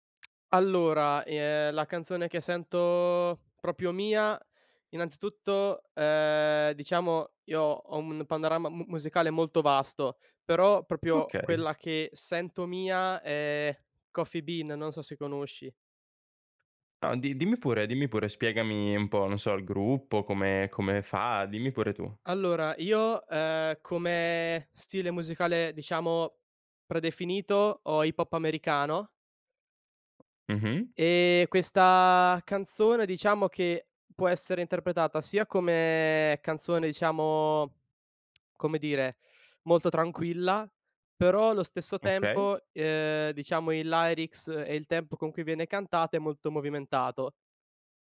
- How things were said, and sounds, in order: "proprio" said as "propio"; "proprio" said as "propio"; tapping; in English: "lyrics"
- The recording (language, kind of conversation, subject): Italian, podcast, Che playlist senti davvero tua, e perché?